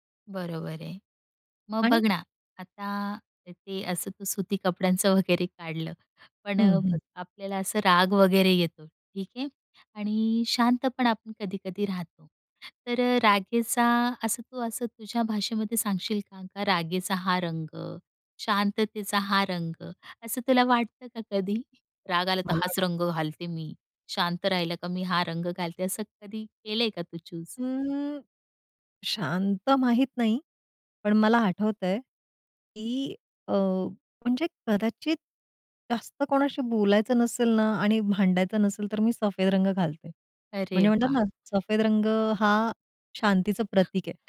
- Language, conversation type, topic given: Marathi, podcast, कपडे निवडताना तुझा मूड किती महत्त्वाचा असतो?
- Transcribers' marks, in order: other background noise; in English: "चूज?"; tapping